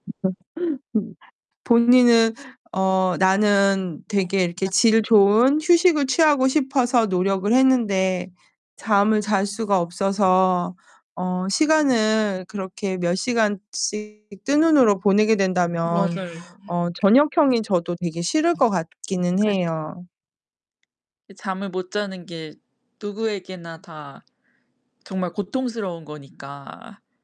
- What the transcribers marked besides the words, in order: laugh; tapping; unintelligible speech; distorted speech; unintelligible speech; other background noise
- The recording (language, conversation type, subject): Korean, unstructured, 아침형 인간과 저녁형 인간 중 어느 쪽이 더 좋으신가요?